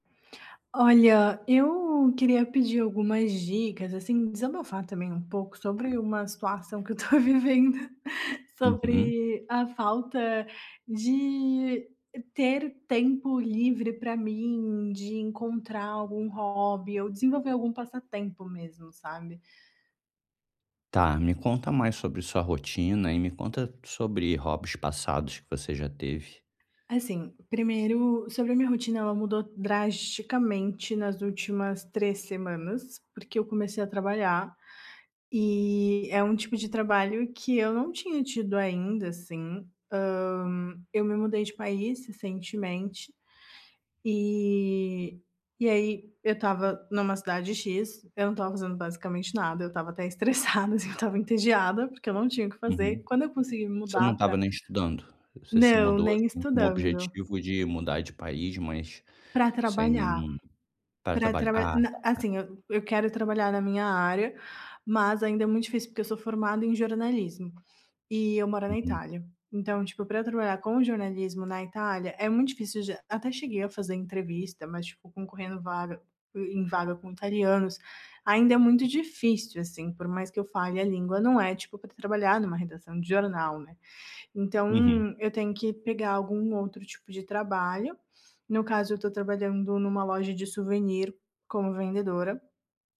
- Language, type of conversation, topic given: Portuguese, advice, Como posso encontrar tempo para desenvolver um novo passatempo?
- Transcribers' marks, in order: laughing while speaking: "estou vivendo"; tapping; laughing while speaking: "estressada, assim"